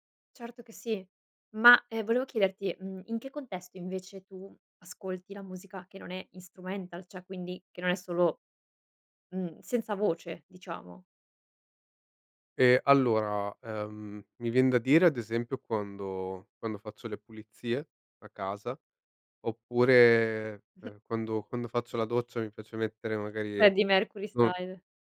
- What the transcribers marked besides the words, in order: in English: "instrumental"; "cioè" said as "ceh"; drawn out: "oppure"; chuckle; in English: "style"
- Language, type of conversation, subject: Italian, podcast, Come usi la musica per aiutarti a concentrarti?